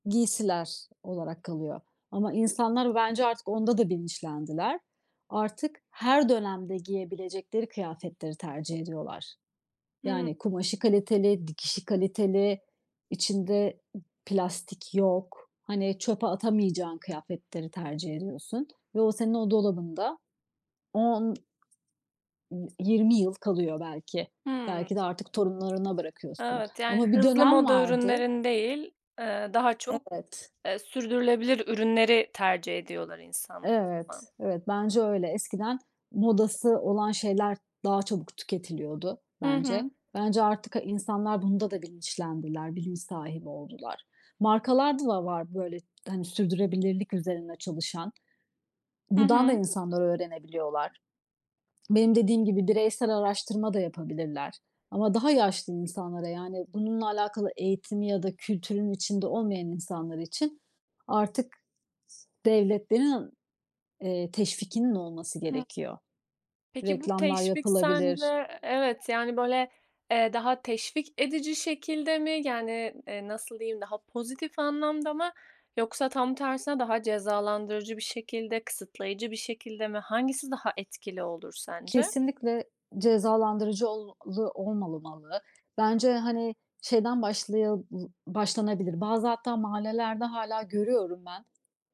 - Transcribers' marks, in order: stressed: "Giysiler"; other background noise; unintelligible speech; "olmamalı" said as "olmalımalı"
- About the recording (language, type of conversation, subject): Turkish, podcast, Plastik kullanımını azaltmak için sence neler yapmalıyız?
- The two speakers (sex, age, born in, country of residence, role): female, 25-29, Turkey, Germany, host; female, 40-44, Turkey, Germany, guest